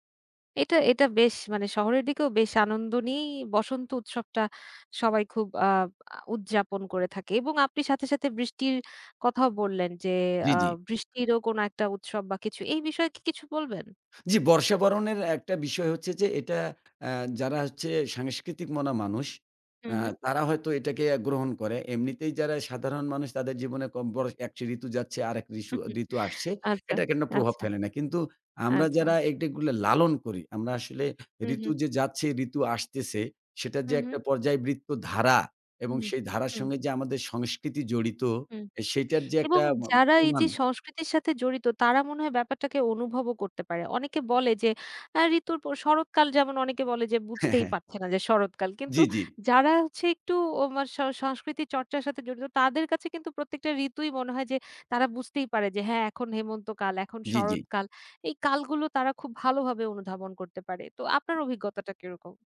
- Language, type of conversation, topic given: Bengali, podcast, ঋতু ও উৎসবের সম্পর্ক কেমন ব্যাখ্যা করবেন?
- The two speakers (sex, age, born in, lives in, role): female, 30-34, Bangladesh, Bangladesh, host; male, 40-44, Bangladesh, Bangladesh, guest
- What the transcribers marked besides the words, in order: other background noise; chuckle; tapping; unintelligible speech